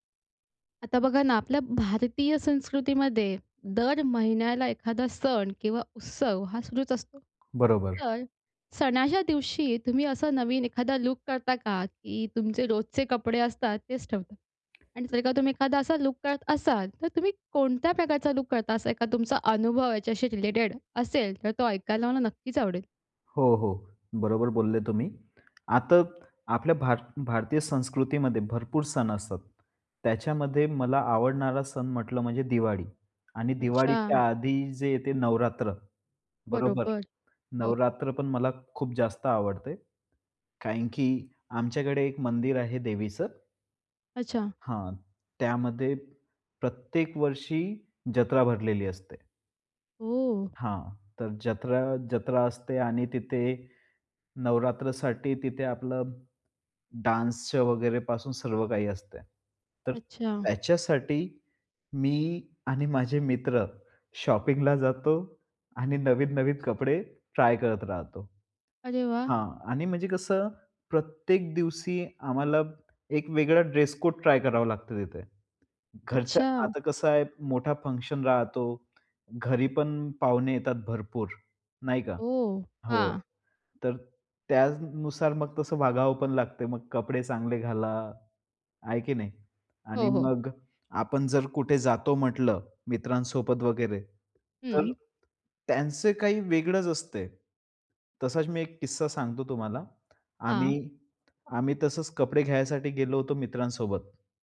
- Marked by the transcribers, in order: other background noise; tapping; in English: "डान्सच्या"; laughing while speaking: "मी आणि माझे मित्र शॉपिंगला … ट्राय करत राहतो"; in English: "शॉपिंगला"; in English: "ड्रेस-कोड"; in English: "फंक्शन"
- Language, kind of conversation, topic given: Marathi, podcast, सण-उत्सवांमध्ये तुम्ही तुमची वेशभूषा आणि एकूण लूक कसा बदलता?